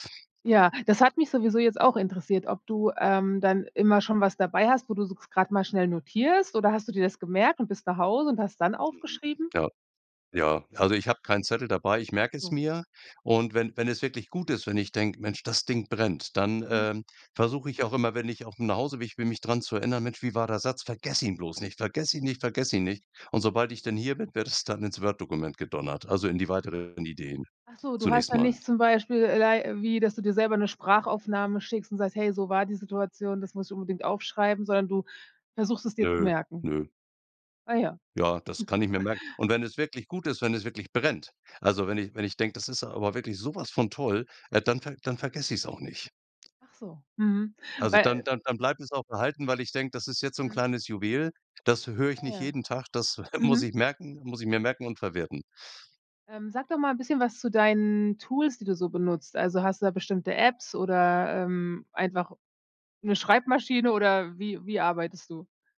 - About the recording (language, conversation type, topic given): German, podcast, Wie entwickelst du kreative Gewohnheiten im Alltag?
- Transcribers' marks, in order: chuckle; chuckle